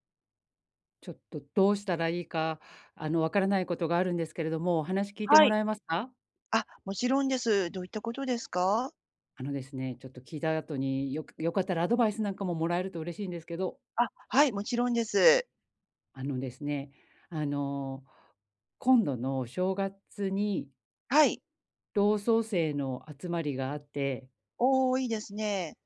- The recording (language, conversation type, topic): Japanese, advice, 友人の集まりで孤立しないためにはどうすればいいですか？
- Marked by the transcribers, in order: none